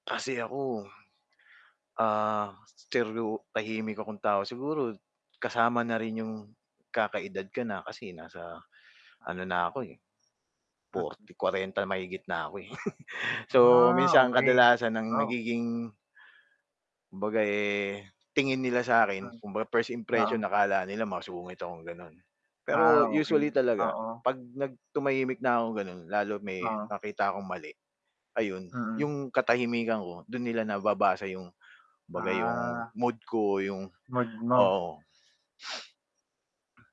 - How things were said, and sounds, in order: mechanical hum; chuckle; static
- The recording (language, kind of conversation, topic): Filipino, unstructured, Sa paanong paraan mo ipinapakita ang iyong personalidad?